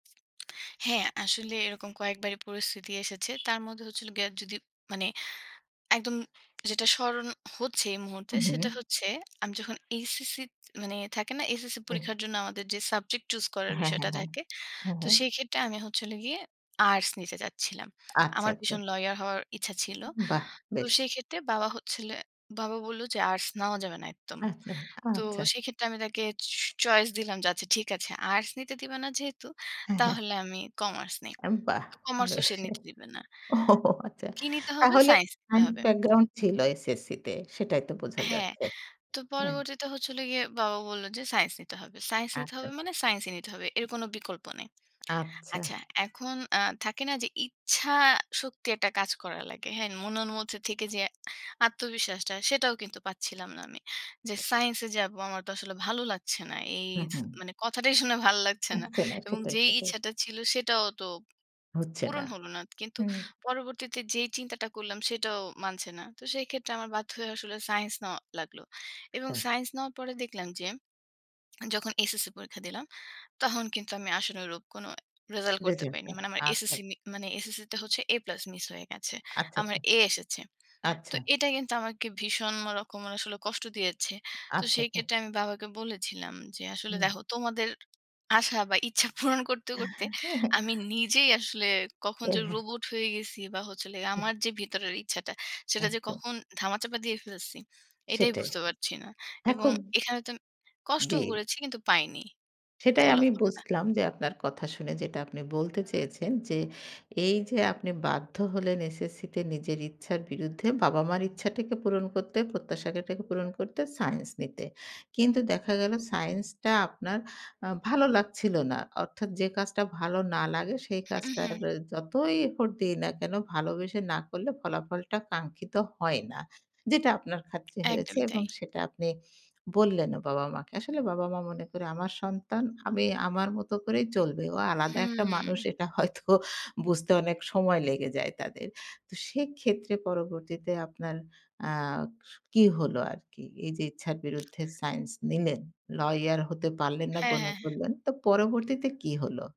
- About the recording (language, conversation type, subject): Bengali, podcast, বাবা-মায়ের প্রত্যাশা আর আপনার নিজের ইচ্ছার মধ্যে আপনি কীভাবে ভারসাম্য রাখেন?
- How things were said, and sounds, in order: tsk; horn; tapping; laughing while speaking: "ওহহো!"; other background noise; "আচ্ছা" said as "চ্ছা"; unintelligible speech; chuckle; laughing while speaking: "ইচ্ছা পূরণ"; alarm; laughing while speaking: "হয়তো"